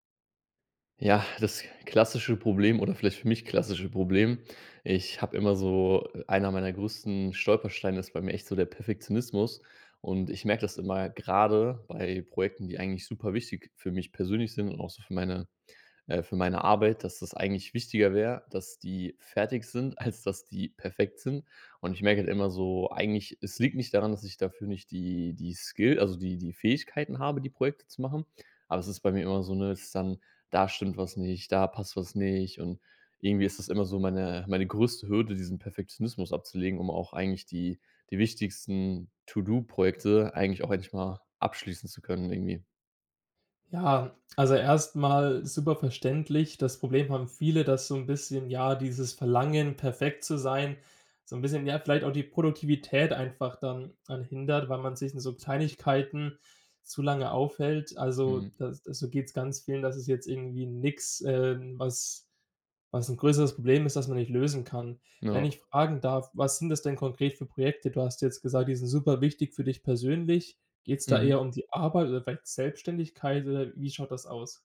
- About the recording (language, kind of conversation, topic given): German, advice, Wie kann ich verhindern, dass mich Perfektionismus davon abhält, wichtige Projekte abzuschließen?
- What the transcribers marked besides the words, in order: laughing while speaking: "als"; in English: "Skill"